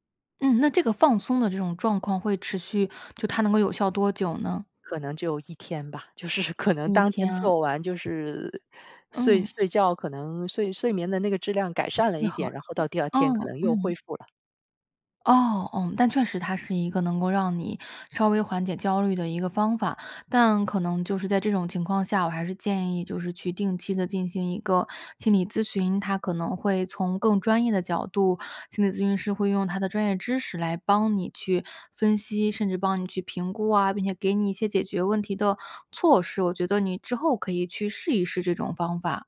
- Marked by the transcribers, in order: laughing while speaking: "就是"; "睡" said as "岁"; "睡觉" said as "岁觉"; "睡" said as "岁"; "睡眠" said as "岁眠"; other background noise
- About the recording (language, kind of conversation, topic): Chinese, advice, 当你把身体症状放大时，为什么会产生健康焦虑？